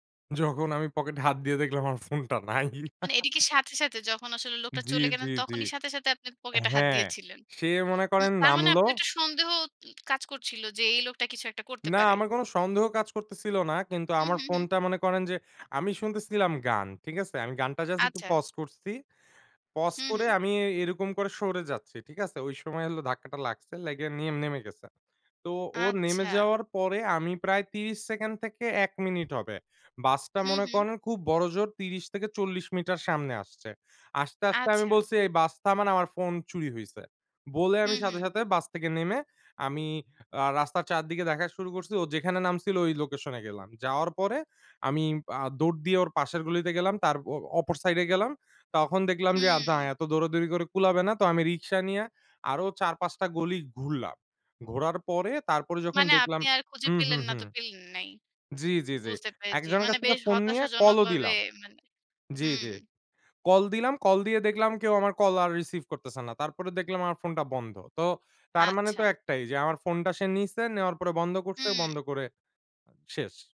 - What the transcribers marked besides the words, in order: scoff; chuckle; tapping; lip smack; in English: "pause"; in English: "Pause"; "লেগে" said as "লাইগে"; "সেকেন্ড" said as "সেকেন"; "নিয়ে" said as "নিয়া"
- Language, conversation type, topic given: Bengali, podcast, পকেটমারির শিকার হলে আপনি কী করবেন?